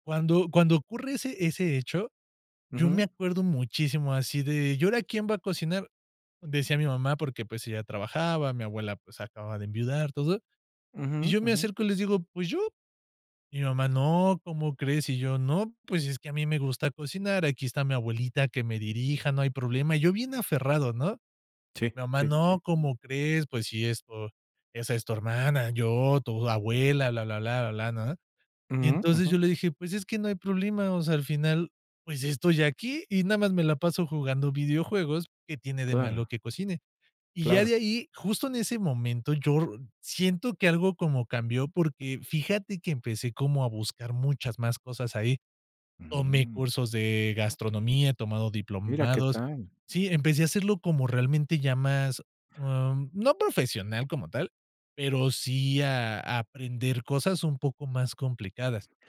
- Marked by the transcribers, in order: none
- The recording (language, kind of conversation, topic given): Spanish, podcast, ¿Qué pasatiempo te apasiona y cómo empezaste a practicarlo?